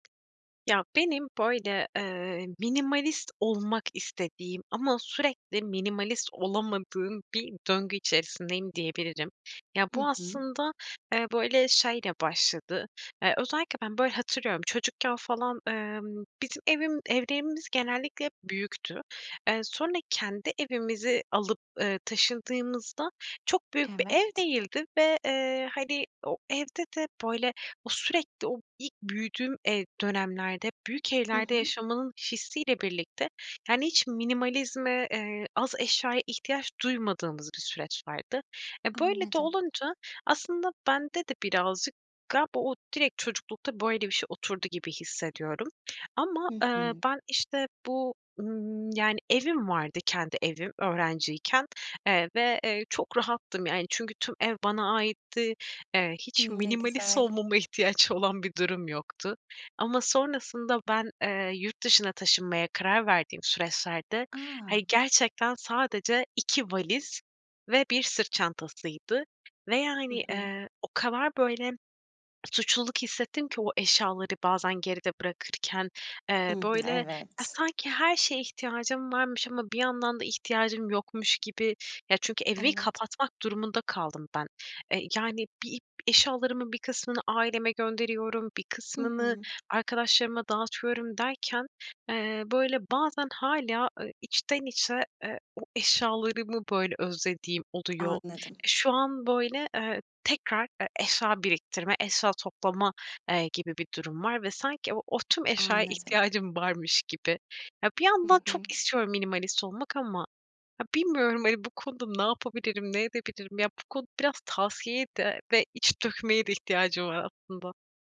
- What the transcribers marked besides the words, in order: tapping; other background noise
- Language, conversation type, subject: Turkish, advice, Minimalizme geçerken eşyaları elden çıkarırken neden suçluluk hissediyorum?